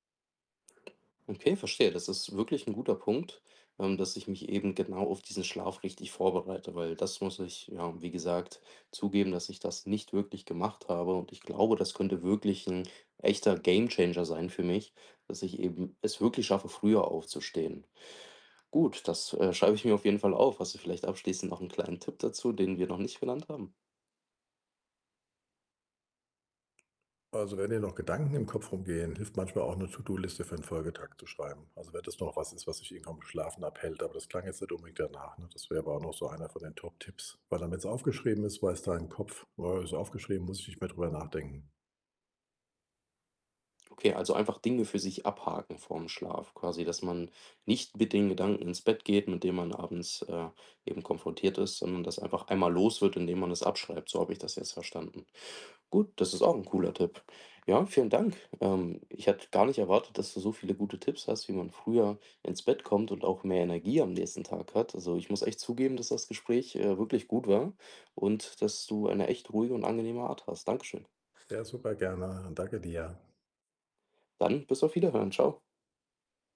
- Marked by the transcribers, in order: other background noise; in English: "Gamechanger"
- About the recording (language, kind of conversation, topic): German, advice, Wie kann ich schlechte Gewohnheiten langfristig und nachhaltig ändern?
- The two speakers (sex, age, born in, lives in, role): male, 25-29, Germany, Germany, user; male, 60-64, Germany, Germany, advisor